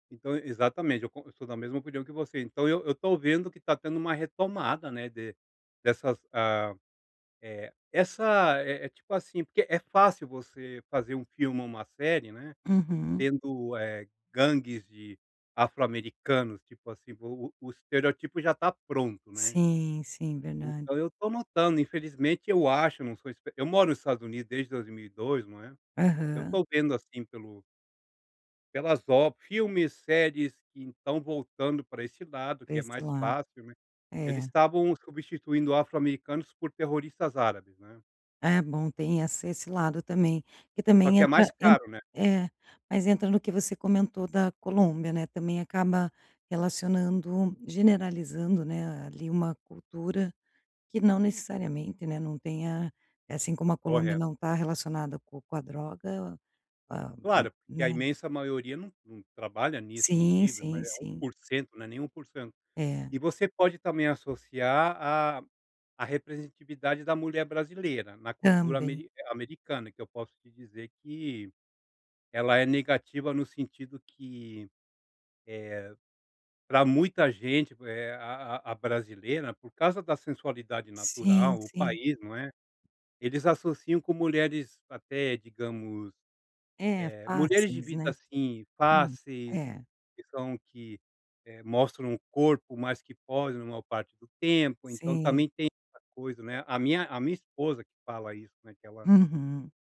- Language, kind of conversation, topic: Portuguese, podcast, Como você vê a representação racial no cinema atual?
- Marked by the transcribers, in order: tapping